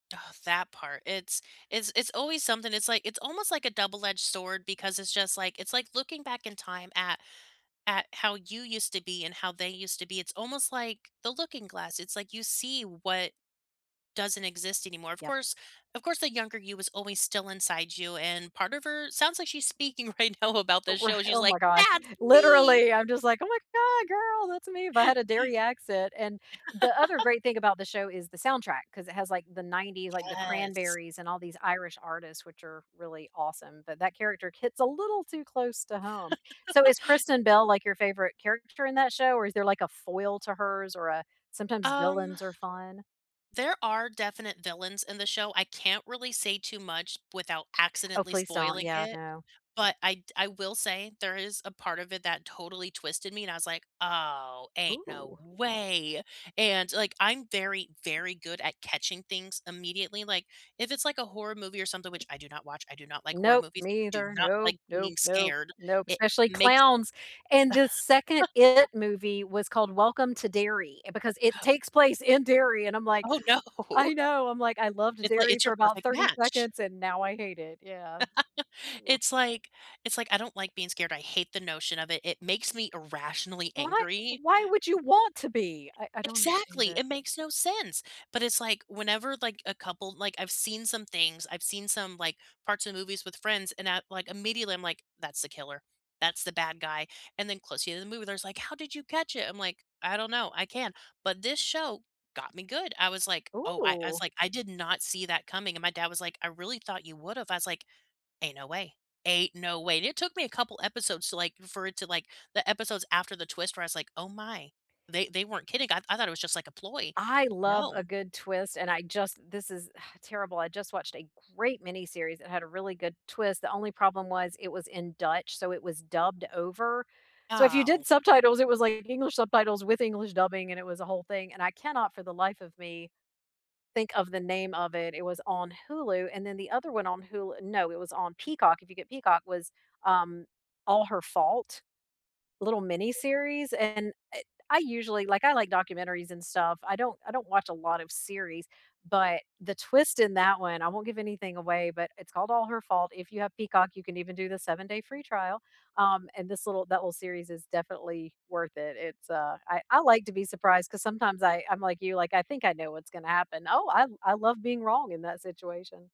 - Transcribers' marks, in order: exhale; laughing while speaking: "right now"; put-on voice: "That's me!"; surprised: "Oh my god, girl! That's me!"; laugh; laugh; other background noise; tapping; laugh; gasp; laughing while speaking: "no"; laugh; sigh; stressed: "great"
- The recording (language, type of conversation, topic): English, unstructured, What streaming series unexpectedly had you binge-watching all night, and what moment or vibe hooked you?